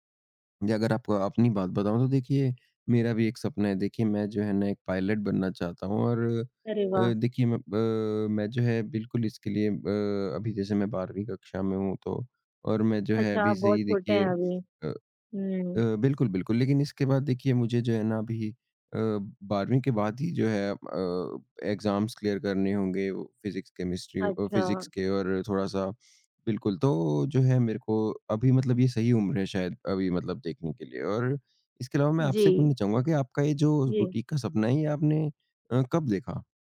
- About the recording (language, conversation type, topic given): Hindi, unstructured, आपके भविष्य के सबसे बड़े सपने क्या हैं?
- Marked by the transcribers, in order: "अगर" said as "जगर"; in English: "एग्ज़ाम्स क्लियर"; in English: "बुटीक"